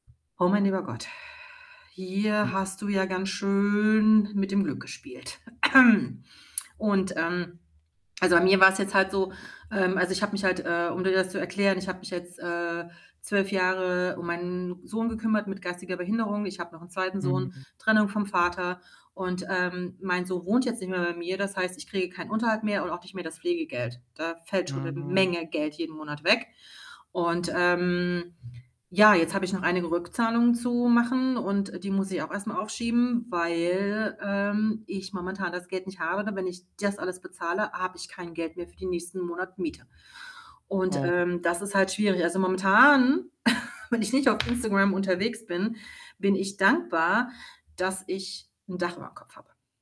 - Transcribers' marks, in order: static; tapping; exhale; drawn out: "schön"; other background noise; throat clearing; distorted speech; chuckle
- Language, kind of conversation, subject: German, advice, Wie kann ich aufhören, mich ständig mit anderen zu vergleichen und den Kaufdruck reduzieren, um zufriedener zu werden?